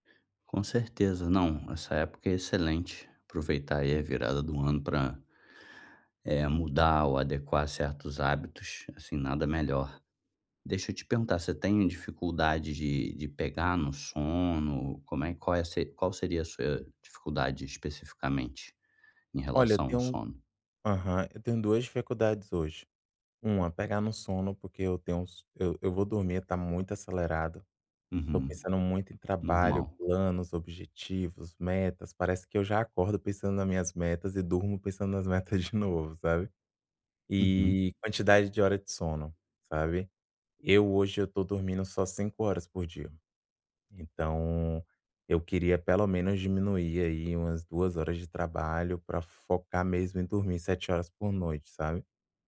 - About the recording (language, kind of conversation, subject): Portuguese, advice, Como posso manter um horário de sono mais regular?
- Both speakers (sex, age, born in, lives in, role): male, 25-29, Brazil, France, user; male, 35-39, Brazil, Germany, advisor
- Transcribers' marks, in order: laughing while speaking: "nas metas de novo"